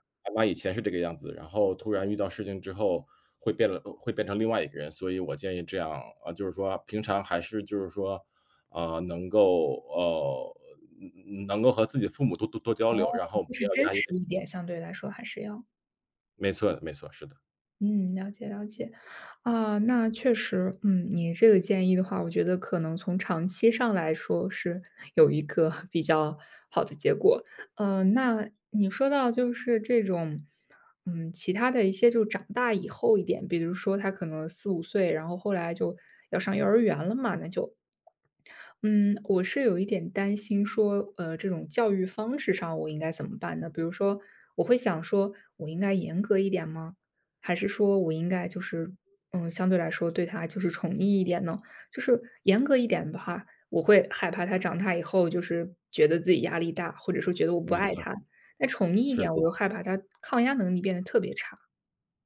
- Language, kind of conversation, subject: Chinese, advice, 在养育孩子的过程中，我总担心自己会犯错，最终成为不合格的父母，该怎么办？
- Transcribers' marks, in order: other background noise